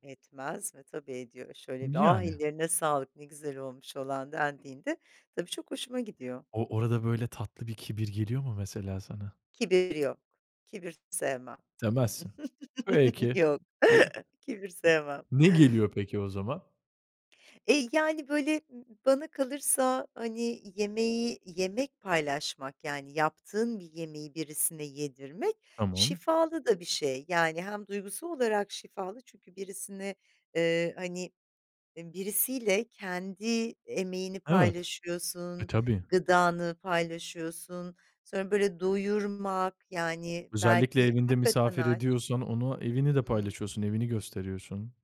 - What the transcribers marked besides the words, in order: other background noise; giggle; other noise
- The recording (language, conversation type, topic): Turkish, podcast, Sokak yemekleri arasında favorin hangisi?